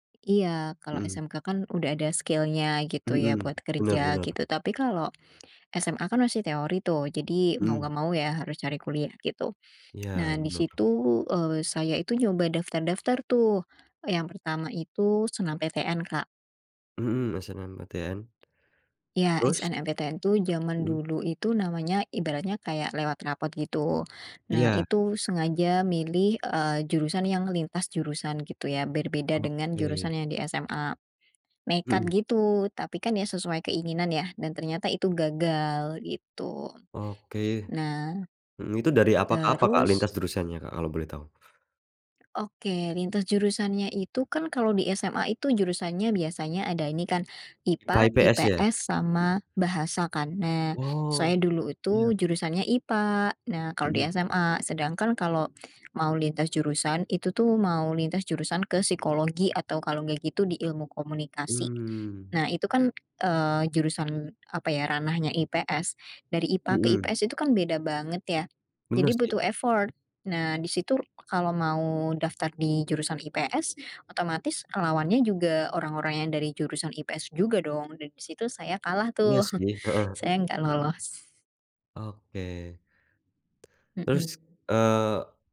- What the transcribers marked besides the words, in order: in English: "skill-nya"; other background noise; tapping; in English: "effort"; chuckle
- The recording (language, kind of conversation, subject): Indonesian, podcast, Bagaimana cara kamu bangkit setelah mengalami kegagalan besar dalam hidup?